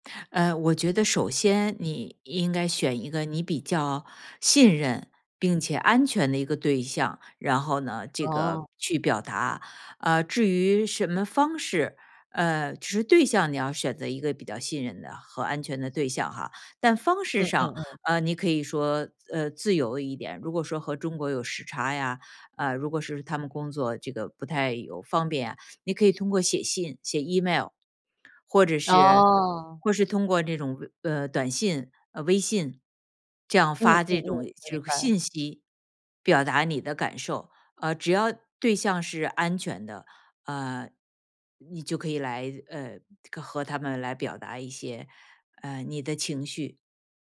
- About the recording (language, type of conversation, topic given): Chinese, advice, 我因为害怕被评判而不敢表达悲伤或焦虑，该怎么办？
- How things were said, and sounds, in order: none